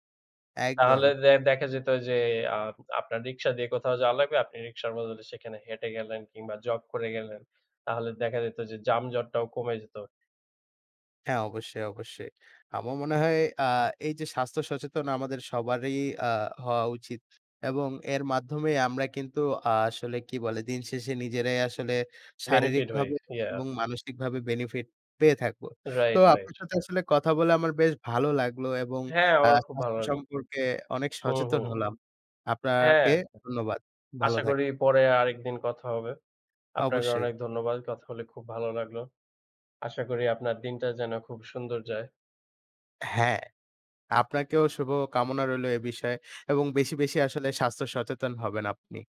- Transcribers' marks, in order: none
- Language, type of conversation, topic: Bengali, unstructured, আপনার কাছে নিয়মিত ব্যায়াম করা কেন কঠিন মনে হয়, আর আপনার জীবনে শরীরচর্চা কতটা গুরুত্বপূর্ণ?